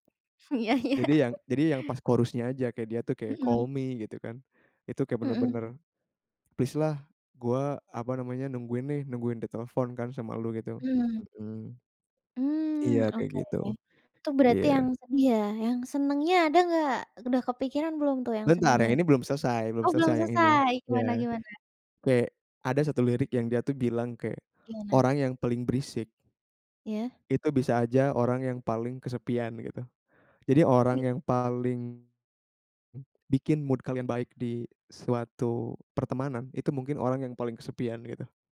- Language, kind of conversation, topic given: Indonesian, podcast, Apa lagu yang selalu mengingatkan kamu pada kenangan tertentu?
- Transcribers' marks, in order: other background noise; laughing while speaking: "Iya iya"; in English: "chorus-nya"; in English: "call me"; in English: "Please"; tapping; in English: "mood"